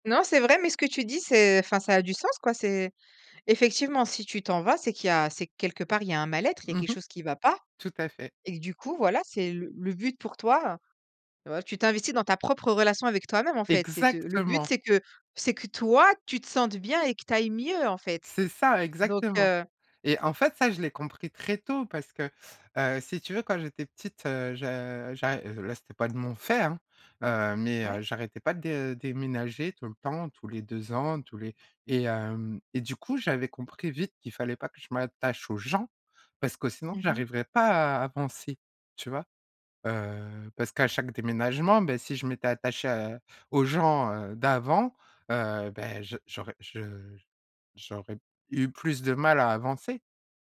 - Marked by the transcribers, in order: stressed: "Exactement"; stressed: "toi"; tapping; stressed: "d'avant"
- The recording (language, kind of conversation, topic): French, podcast, Pouvez-vous raconter un moment où vous avez dû tout recommencer ?